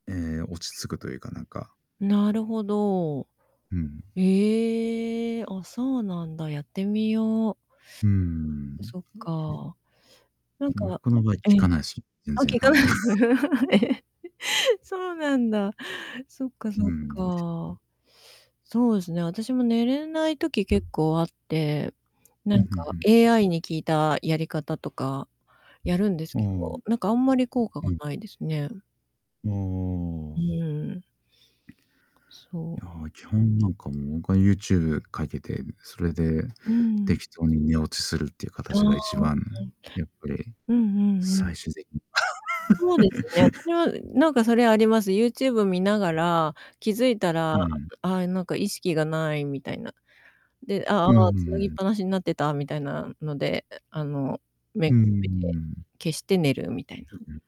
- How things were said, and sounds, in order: drawn out: "ええ"; static; other background noise; tapping; mechanical hum; laughing while speaking: "効かない。ええ"; laughing while speaking: "あんま"; drawn out: "ああ"; distorted speech; laugh
- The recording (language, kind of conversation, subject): Japanese, unstructured, 瞑想や深呼吸は気持ちを楽にしますか？